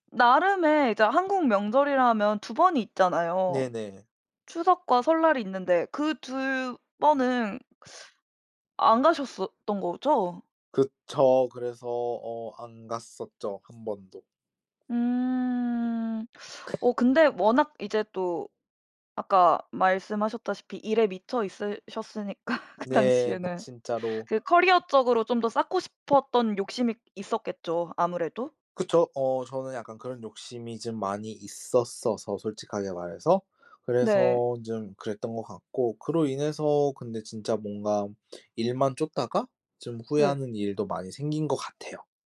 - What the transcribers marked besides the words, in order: teeth sucking; tapping; teeth sucking; other noise; laughing while speaking: "있으셨으니까 그 당시에는"
- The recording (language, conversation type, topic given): Korean, podcast, 일과 삶의 균형을 바꾸게 된 계기는 무엇인가요?